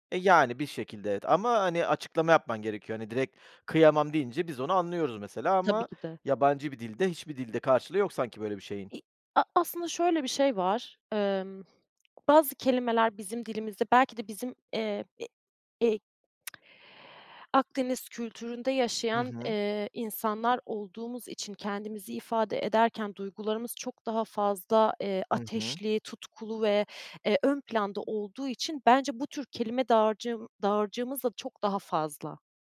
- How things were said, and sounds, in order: other background noise; tsk; inhale
- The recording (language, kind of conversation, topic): Turkish, podcast, Dil kimliğini nasıl şekillendiriyor?